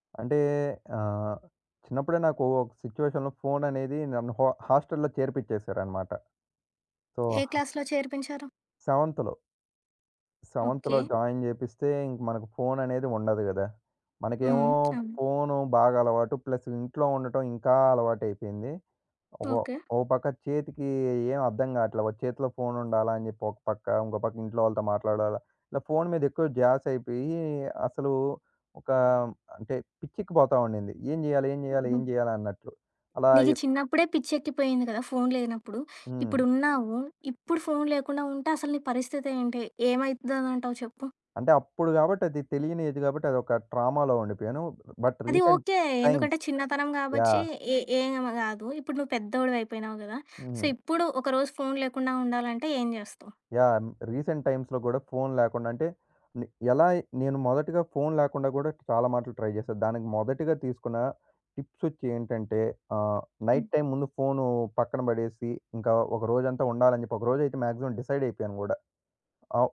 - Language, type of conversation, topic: Telugu, podcast, ఫోన్ లేకుండా ఒకరోజు మీరు ఎలా గడుపుతారు?
- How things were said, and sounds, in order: in English: "సిచ్యుయేషన్‌లో"; in English: "సో"; in English: "క్లాస్‌లో"; in English: "సెవెంత్‌లో"; in English: "సెవెంత్‌లో జాయిన్"; lip smack; in English: "ప్లస్"; in English: "ఏజ్"; in English: "ట్రామ‌లో"; tapping; in English: "బట్ రీసెంట్ టైమ్స్"; in English: "సో"; in English: "రీసెంట్ టైమ్స్‌లో"; in English: "ట్రై"; in English: "టిప్స్"; in English: "నైట్ టైమ్"; in English: "మాక్సిమం డిసైడ్"